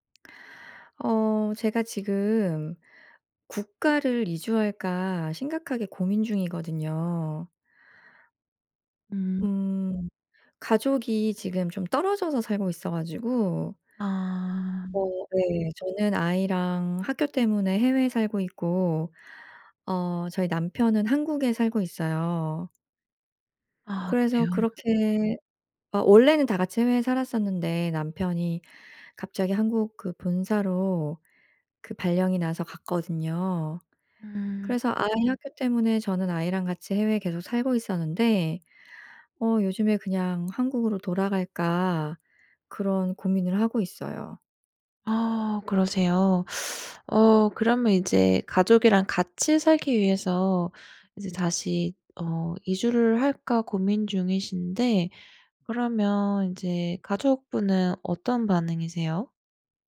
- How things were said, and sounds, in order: other background noise; teeth sucking
- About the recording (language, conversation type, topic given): Korean, advice, 도시나 다른 나라로 이주할지 결정하려고 하는데, 어떤 점을 고려하면 좋을까요?